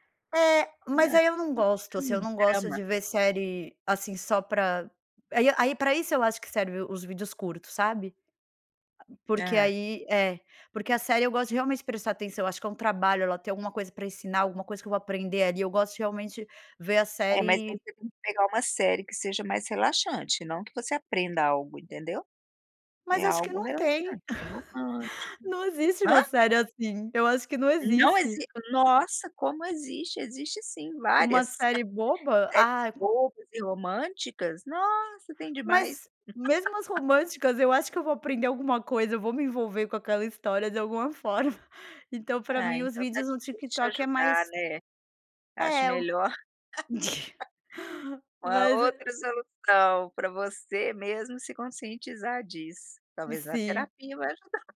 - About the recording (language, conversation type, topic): Portuguese, podcast, De que jeito o celular atrapalha o seu dia a dia?
- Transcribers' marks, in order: giggle; giggle; laugh; laugh